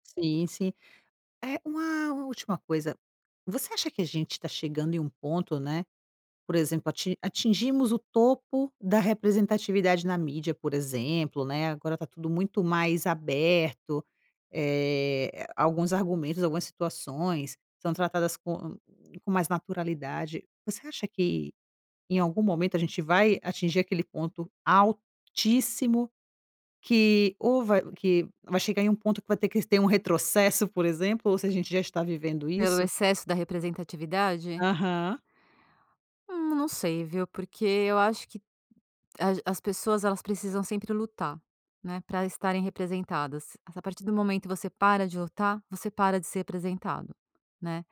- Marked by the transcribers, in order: stressed: "altíssimo"
- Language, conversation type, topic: Portuguese, podcast, Como a representatividade na mídia impacta a sociedade?